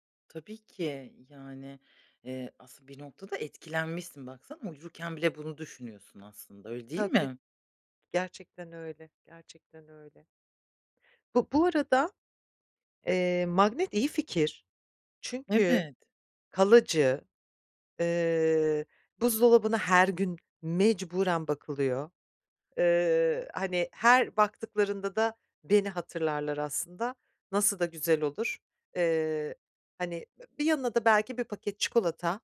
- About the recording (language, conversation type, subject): Turkish, advice, Sevdiklerime uygun ve özel bir hediye seçerken nereden başlamalıyım?
- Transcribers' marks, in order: none